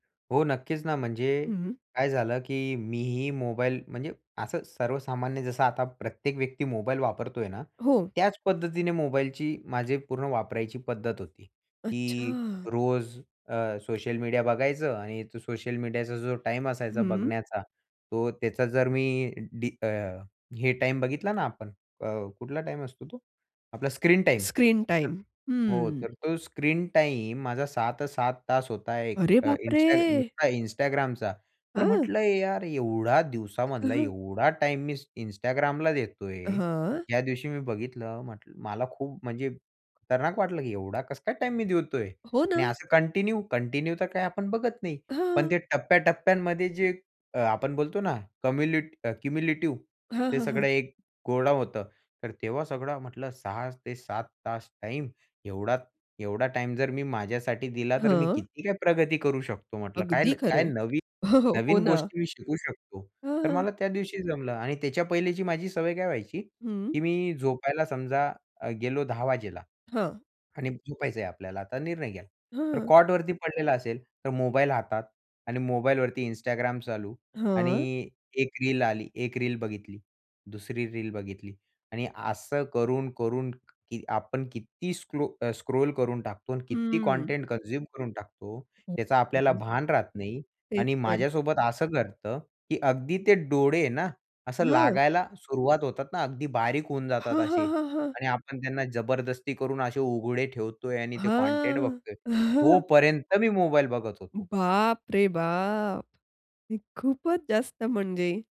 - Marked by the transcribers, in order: tapping; other background noise; surprised: "अरे बापरे!"; in English: "कंटिन्यू कंटिन्यू"; in English: "क्युम्युलेटिव्ह"; "वाजता" said as "वाजेला"; in English: "स्क्रॉल"; in English: "कन्झ्यम"; surprised: "बाप रे बाप!"
- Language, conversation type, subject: Marathi, podcast, मोबाईल वापरामुळे तुमच्या झोपेवर काय परिणाम होतो, आणि तुमचा अनुभव काय आहे?